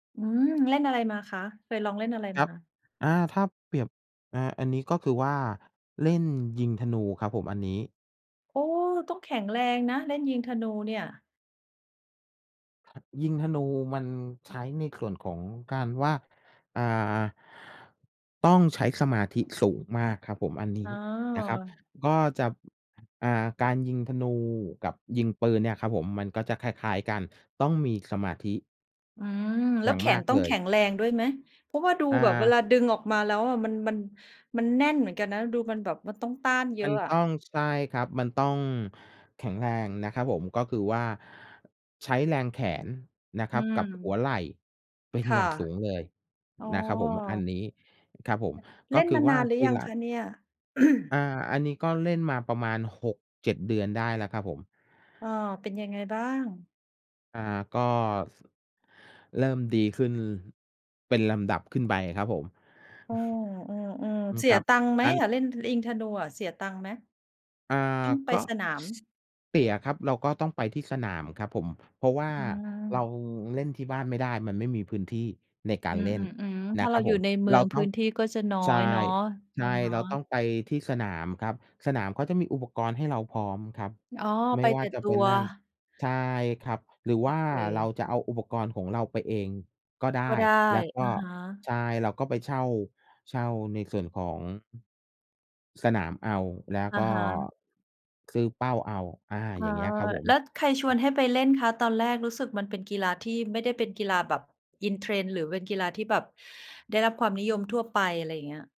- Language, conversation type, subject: Thai, unstructured, คุณเคยลองเล่นกีฬาที่ท้าทายมากกว่าที่เคยคิดไหม?
- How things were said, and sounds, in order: other background noise; throat clearing; throat clearing